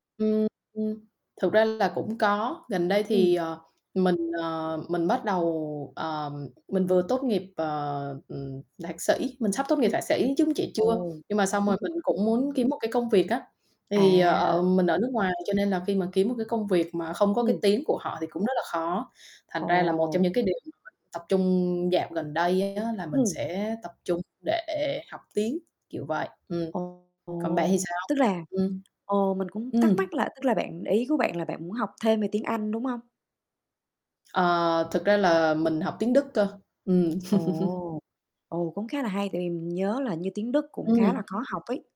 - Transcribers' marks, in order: distorted speech; unintelligible speech; static; tapping; other background noise; laugh
- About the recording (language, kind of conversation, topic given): Vietnamese, unstructured, Công việc trong mơ của bạn là gì?